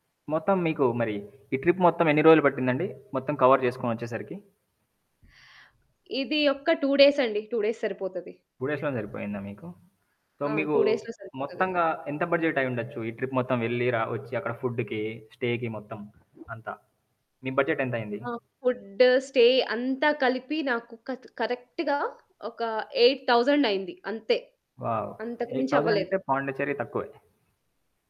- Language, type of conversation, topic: Telugu, podcast, మీరు తక్కువ బడ్జెట్‌తో ప్రయాణానికి వెళ్లిన అనుభవకథ ఏదైనా ఉందా?
- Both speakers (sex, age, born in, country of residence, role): female, 30-34, India, India, guest; male, 25-29, India, India, host
- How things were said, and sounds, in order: static; in English: "ట్రిప్"; in English: "కవర్"; in English: "టూ డేస్"; in English: "టూ డేస్"; in English: "టూ"; in English: "సో"; in English: "టూ డేస్‌లో"; in English: "బడ్జెట్"; in English: "ట్రిప్"; in English: "ఫుడ్‌కి, స్టేకి"; in English: "స్టే"; in English: "కరెక్ట్‌గా"; in English: "ఎయిట్ థౌసండ్"; in English: "వావ్! ఎయిట్"